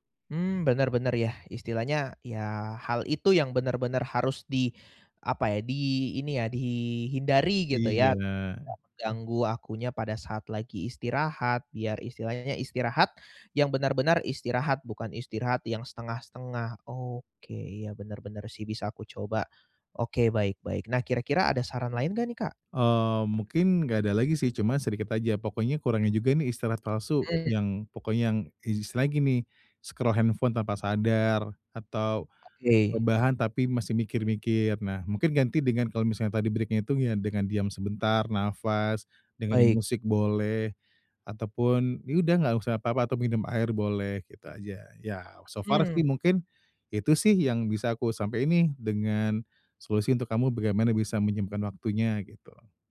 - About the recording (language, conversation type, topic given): Indonesian, advice, Bagaimana cara menyeimbangkan waktu istirahat saat pekerjaan sangat sibuk?
- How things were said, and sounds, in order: in English: "scroll handphone"; in English: "break-nya"; in English: "so far"